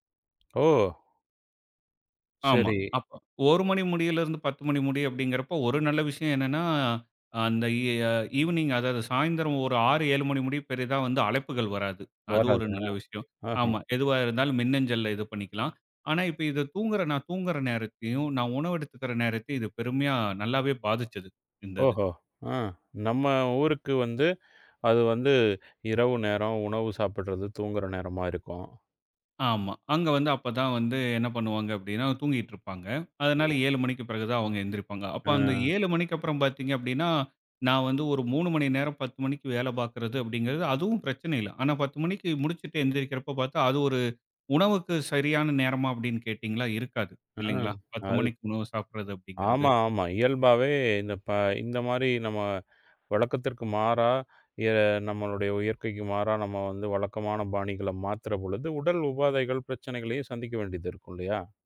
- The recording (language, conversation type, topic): Tamil, podcast, பணியில் மாற்றம் செய்யும் போது உங்களுக்கு ஏற்பட்ட மிகப் பெரிய சவால்கள் என்ன?
- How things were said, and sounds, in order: in English: "ஈவினிங்"